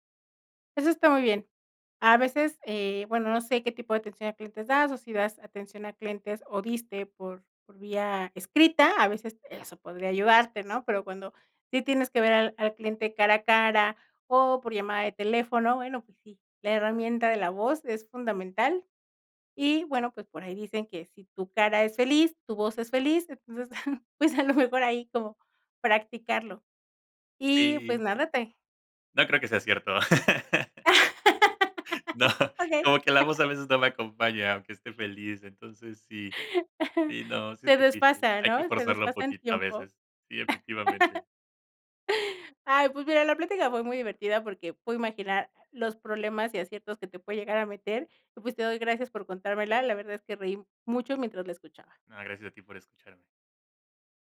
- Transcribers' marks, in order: chuckle; laughing while speaking: "pues a lo mejor ahí, como"; other background noise; chuckle; laughing while speaking: "No"; laugh; laugh; chuckle; chuckle
- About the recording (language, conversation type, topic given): Spanish, podcast, ¿Te ha pasado que te malinterpretan por tu tono de voz?